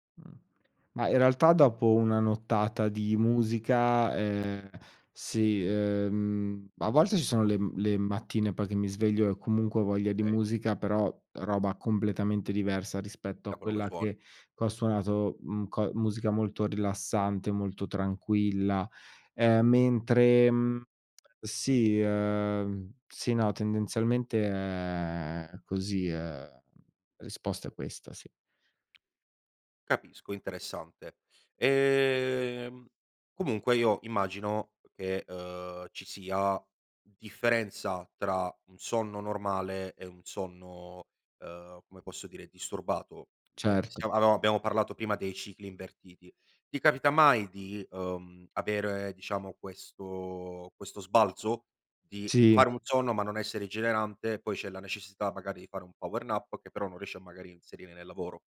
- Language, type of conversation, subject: Italian, podcast, Cosa pensi del pisolino quotidiano?
- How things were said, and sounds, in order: other background noise; in English: "power nap"